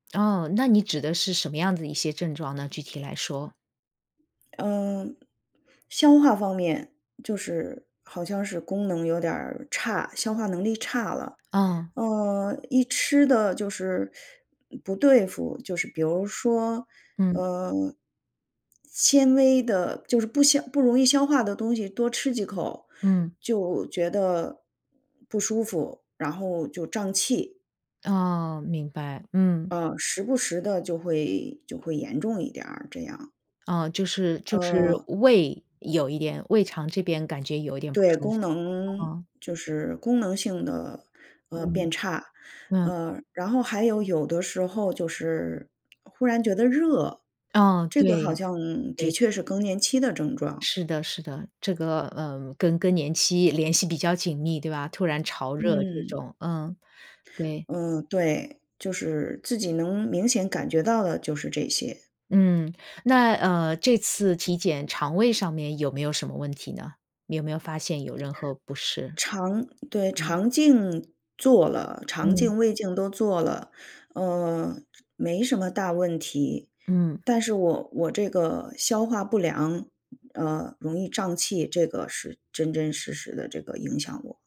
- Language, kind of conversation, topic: Chinese, advice, 你最近出现了哪些身体健康变化，让你觉得需要调整生活方式？
- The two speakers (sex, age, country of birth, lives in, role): female, 50-54, China, United States, user; female, 55-59, China, United States, advisor
- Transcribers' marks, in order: other background noise